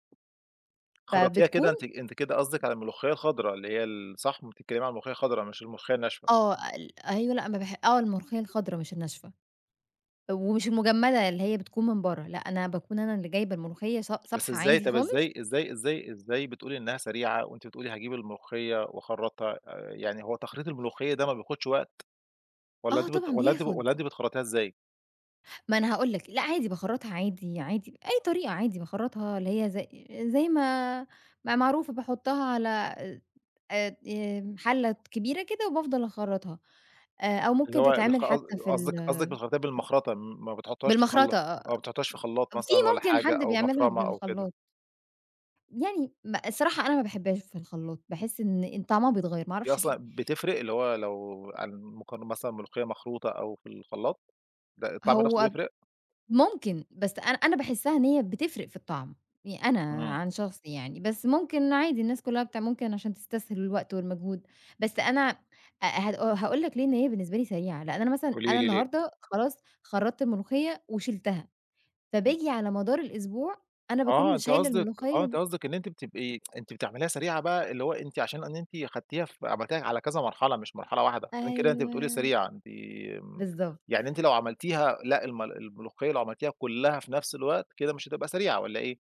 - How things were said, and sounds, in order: tapping; tsk
- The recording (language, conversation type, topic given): Arabic, podcast, إزاي بتجهّز وجبة بسيطة بسرعة لما تكون مستعجل؟